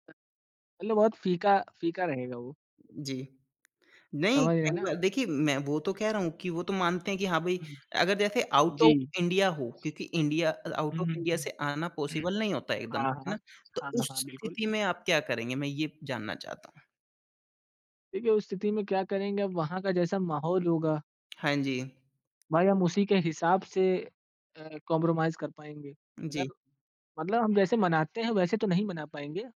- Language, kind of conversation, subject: Hindi, podcast, आपके परिवार में त्योहार मनाने का तरीका दूसरों से कैसे अलग है?
- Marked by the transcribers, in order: in English: "आउट ऑफ इंडिया"; in English: "आउट ऑफ इंडिया"; in English: "पॉसिबल"; throat clearing; in English: "कॉम्प्रोमाइज़"